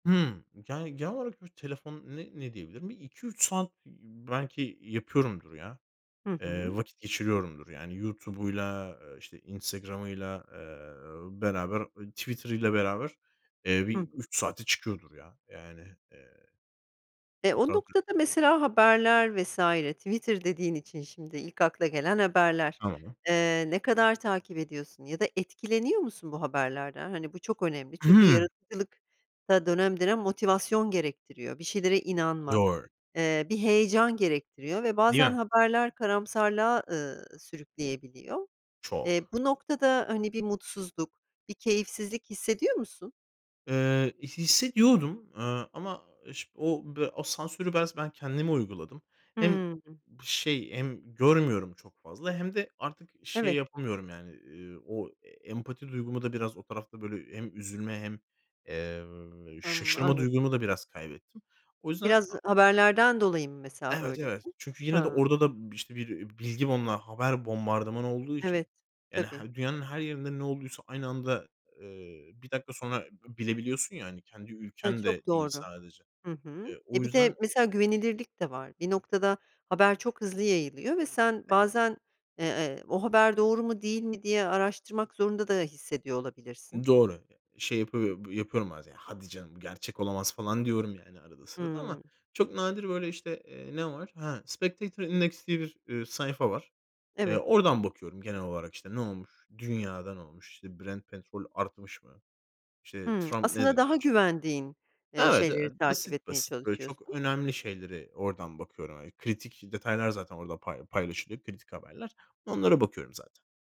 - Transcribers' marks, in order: other background noise; unintelligible speech; tsk
- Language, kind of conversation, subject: Turkish, podcast, Sosyal medyanın yaratıcılık üzerindeki etkisi sence nedir?